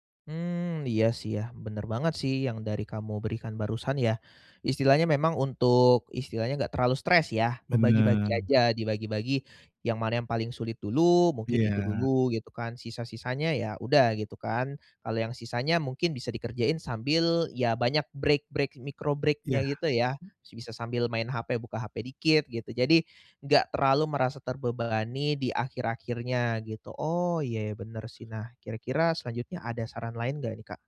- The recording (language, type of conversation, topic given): Indonesian, advice, Bagaimana cara menyeimbangkan waktu istirahat saat pekerjaan sangat sibuk?
- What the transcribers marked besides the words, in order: in English: "break-break micro break-nya"